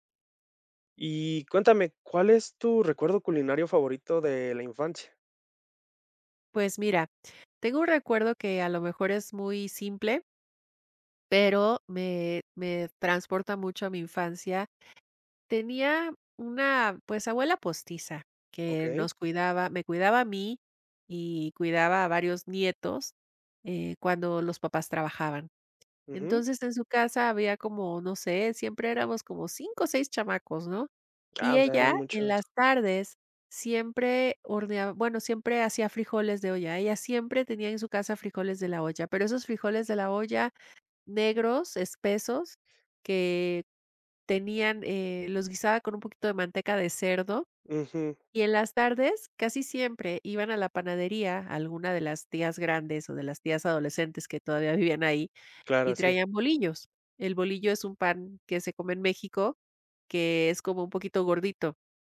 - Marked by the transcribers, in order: chuckle
- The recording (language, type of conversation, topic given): Spanish, podcast, ¿Cuál es tu recuerdo culinario favorito de la infancia?